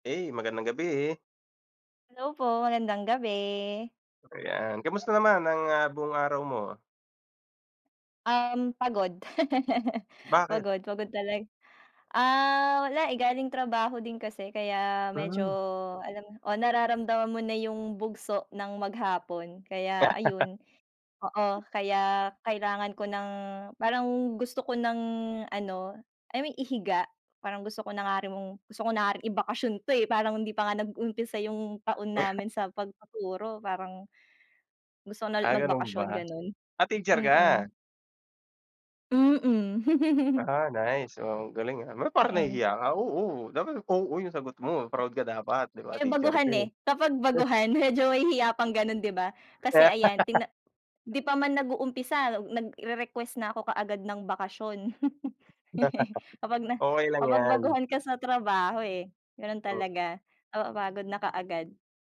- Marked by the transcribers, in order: tapping; laugh; chuckle; chuckle; chuckle; chuckle; laugh
- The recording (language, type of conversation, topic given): Filipino, unstructured, Ano ang pinakamasayang bakasyon na hindi mo malilimutan?